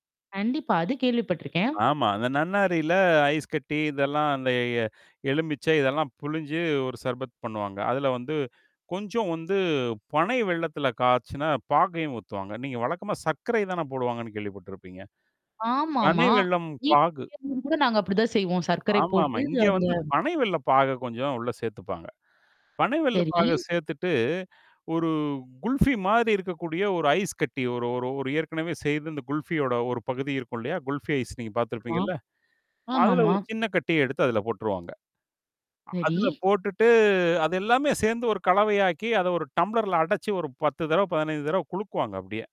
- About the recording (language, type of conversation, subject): Tamil, podcast, உள்ளூர் சந்தையில் நீங்கள் சந்தித்த சுவாரஸ்யமான அனுபவம் என்ன?
- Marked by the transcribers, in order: static; other background noise; distorted speech